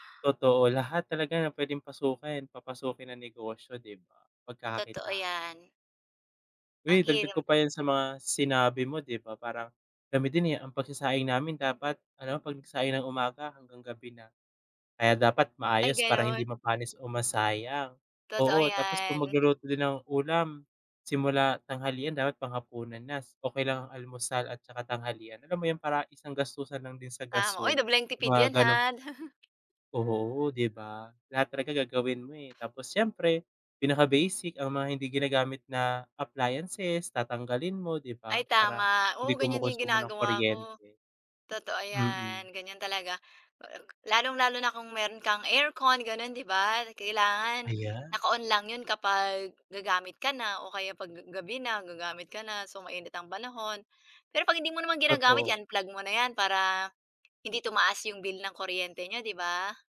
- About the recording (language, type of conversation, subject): Filipino, unstructured, Ano ang mga paraan mo ng pag-iipon araw-araw at ano ang pananaw mo sa utang, pagba-badyet, at paggamit ng kard sa kredito?
- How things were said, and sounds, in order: tapping; other background noise; chuckle; other noise